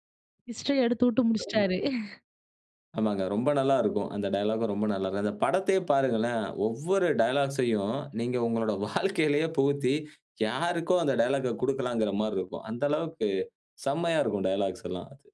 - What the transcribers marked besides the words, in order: in English: "ஹிஸ்டரிய"; other background noise; chuckle; in English: "டயலாக்கும்"; in English: "டயலாக்ஸையும்"; laughing while speaking: "வாழ்க்கையிலேயே"; in English: "டயலாக்க"; in English: "டயலாக்ஸ்"
- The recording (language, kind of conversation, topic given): Tamil, podcast, பழைய சினிமா நாயகர்களின் பாணியை உங்களின் கதாப்பாத்திரத்தில் இணைத்த அனுபவத்தைப் பற்றி சொல்ல முடியுமா?